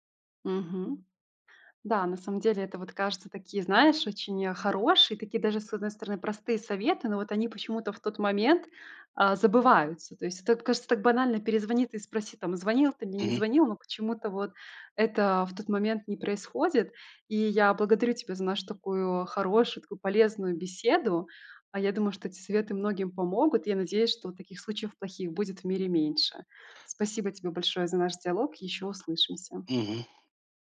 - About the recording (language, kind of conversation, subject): Russian, podcast, Какие привычки помогают повысить безопасность в интернете?
- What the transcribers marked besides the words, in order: none